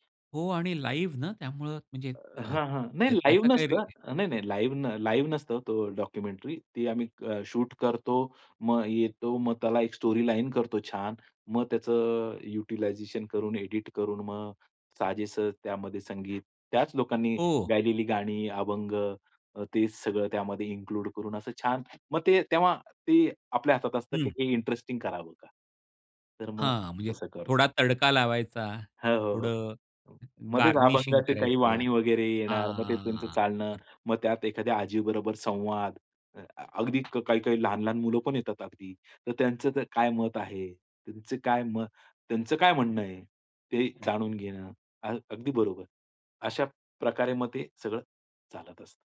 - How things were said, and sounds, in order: in English: "लाईव्हना"; in English: "लाईव्ह"; in English: "लाईव्ह"; in English: "लाईव्ह"; in English: "डॉक्युमेंटरी"; in English: "स्टोरीलाईन"; in English: "युटलायझेशन"; in English: "इन्क्लूड"; in English: "गार्निशिंग"
- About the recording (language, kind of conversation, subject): Marathi, podcast, व्हिडिओ बनवताना तुला सर्वात जास्त मजा कोणत्या टप्प्यात येते?